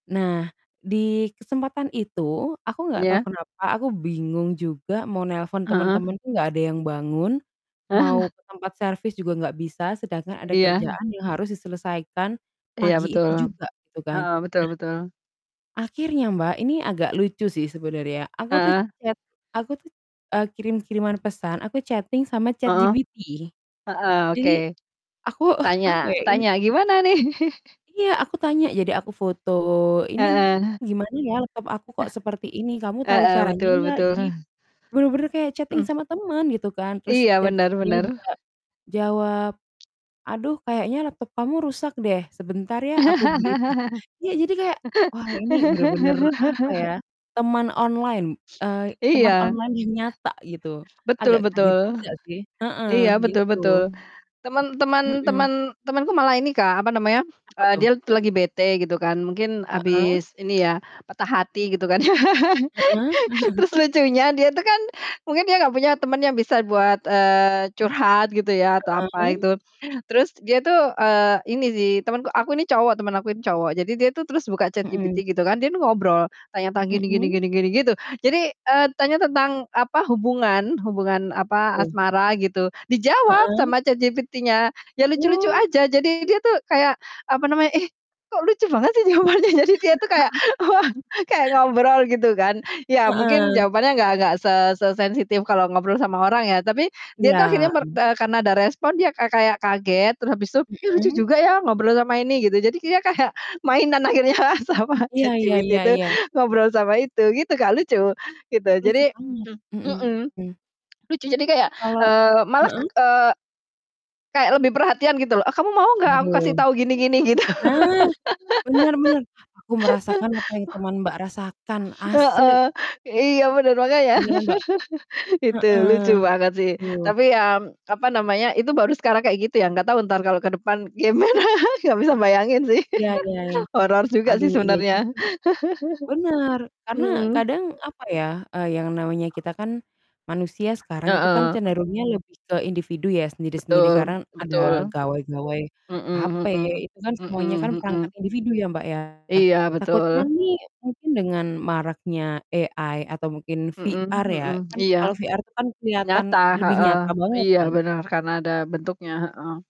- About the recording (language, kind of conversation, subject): Indonesian, unstructured, Teknologi apa yang menurut kamu bisa membuat hidup lebih berwarna?
- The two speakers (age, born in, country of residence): 25-29, Indonesia, Indonesia; 45-49, Indonesia, Indonesia
- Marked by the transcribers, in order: chuckle; distorted speech; in English: "chat"; other background noise; in English: "chatting"; chuckle; chuckle; chuckle; chuckle; in English: "chatting"; laugh; unintelligible speech; background speech; tapping; laugh; chuckle; laugh; laughing while speaking: "jawabannya?"; chuckle; laughing while speaking: "kayak"; laughing while speaking: "akhirnya sama ChatGPT itu"; throat clearing; other noise; laugh; laughing while speaking: "gimana?"; laugh; mechanical hum; in English: "AI"; in English: "VR"; in English: "VR"